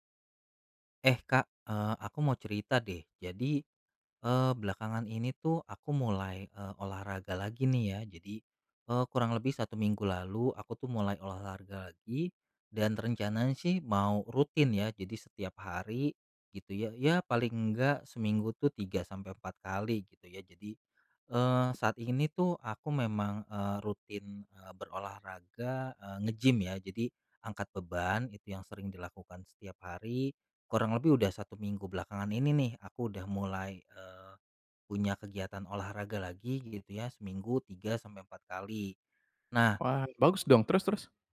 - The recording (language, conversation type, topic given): Indonesian, advice, Bagaimana cara kembali berolahraga setelah lama berhenti jika saya takut tubuh saya tidak mampu?
- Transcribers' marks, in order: none